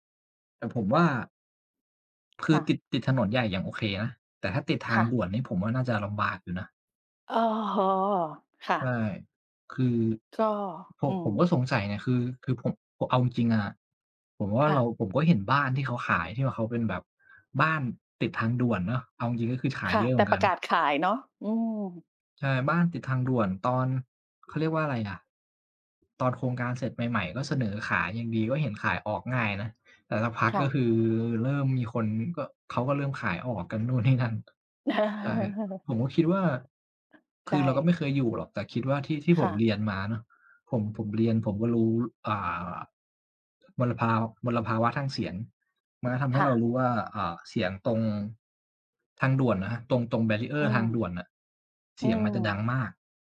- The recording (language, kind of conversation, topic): Thai, unstructured, คุณชอบฟังเพลงระหว่างทำงานหรือชอบทำงานในความเงียบมากกว่ากัน และเพราะอะไร?
- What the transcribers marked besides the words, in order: laughing while speaking: "อ๋อ"; laughing while speaking: "นู่นนี่นั่น"; chuckle; in English: "barrier"